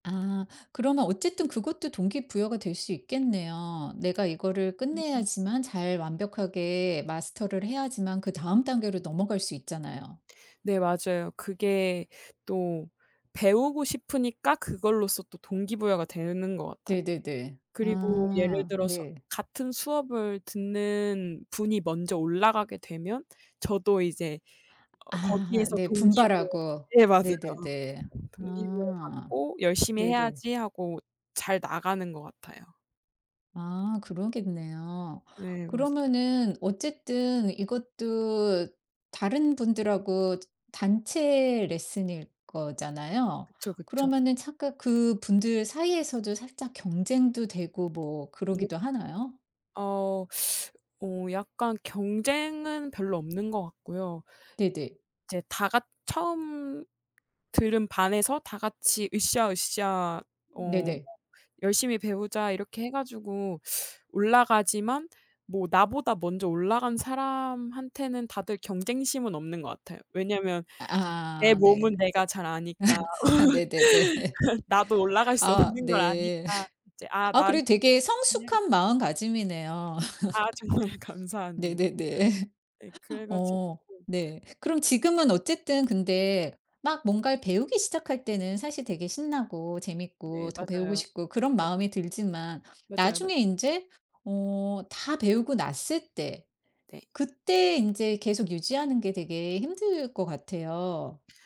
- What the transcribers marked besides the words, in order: other background noise; tapping; laugh; laughing while speaking: "네네네"; laugh; laugh
- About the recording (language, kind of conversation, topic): Korean, podcast, 운동에 대한 동기부여를 어떻게 꾸준히 유지하시나요?